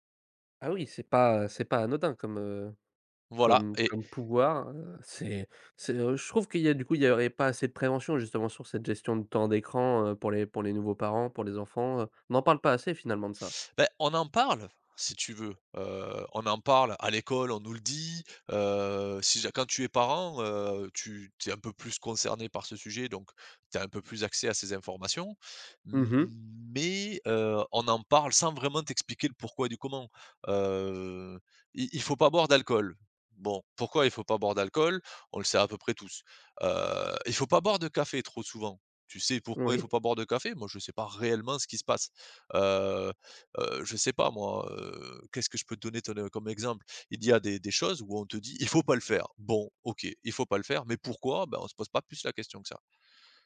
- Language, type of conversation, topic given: French, podcast, Comment gères-tu le temps d’écran en famille ?
- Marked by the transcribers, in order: surprised: "Ah oui ?"; stressed: "dit"; stressed: "mais"; drawn out: "Heu"